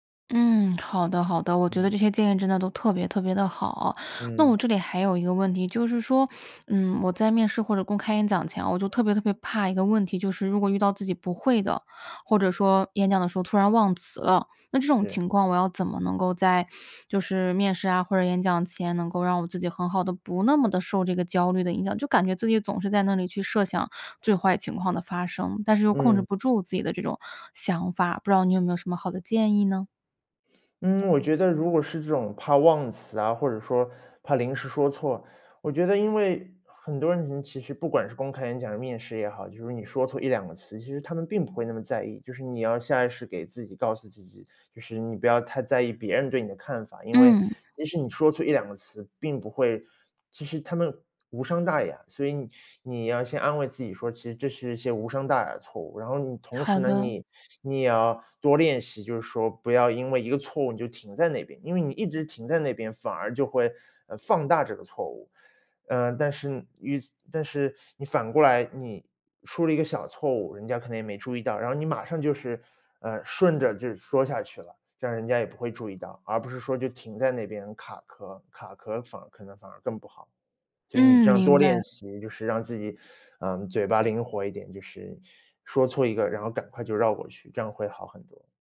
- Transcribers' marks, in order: teeth sucking; teeth sucking
- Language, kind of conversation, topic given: Chinese, advice, 你在面试或公开演讲前为什么会感到强烈焦虑？